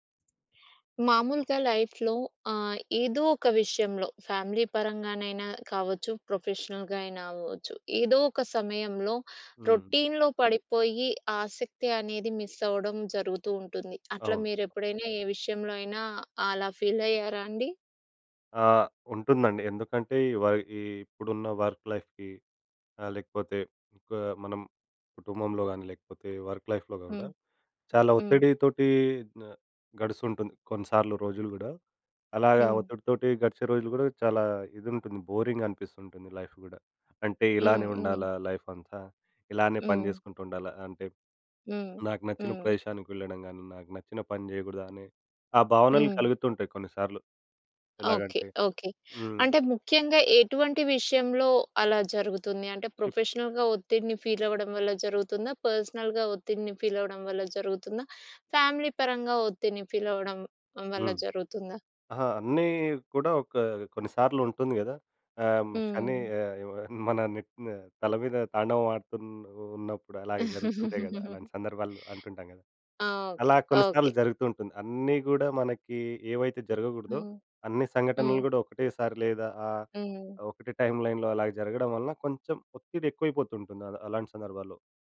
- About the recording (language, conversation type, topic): Telugu, podcast, ఆసక్తి కోల్పోతే మీరు ఏ చిట్కాలు ఉపయోగిస్తారు?
- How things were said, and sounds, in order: in English: "లైఫ్‌లో"; in English: "ఫ్యామిలీ"; in English: "ప్రొఫెషనల్‌గా"; in English: "రొటీన్‌లో"; in English: "మిస్"; in English: "ఫీల్"; in English: "వర్క్ లైఫ్‌కి"; in English: "వర్క్ లైఫ్‌లో"; in English: "లైఫ్"; in English: "లైఫ్"; in English: "ప్రొఫెషనల్‌గా"; in English: "ఫీల్"; in English: "పర్సనల్‌గా"; in English: "ఫీల్"; in English: "ఫ్యామిలీ"; in English: "ఫీల్"; giggle